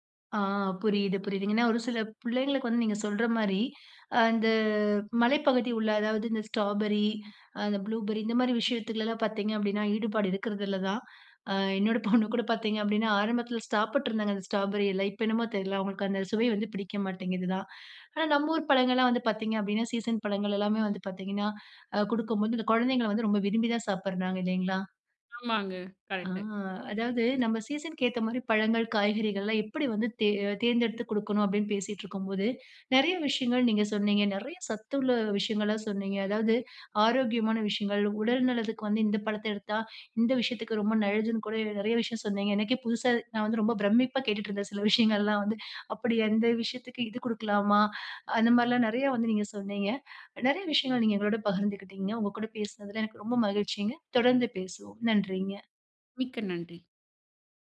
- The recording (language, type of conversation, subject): Tamil, podcast, பருவத்திற்கு ஏற்ற பழங்களையும் காய்கறிகளையும் நீங்கள் எப்படி தேர்வு செய்கிறீர்கள்?
- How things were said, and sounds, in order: drawn out: "அந்த"; chuckle; "சாப்பிட்ருந்தாங்க" said as "ஸ்டாப்பிட்ருந்தாங்க"; drawn out: "அ"; "நல்லதுன்னு" said as "நழ்ழதுன்னு"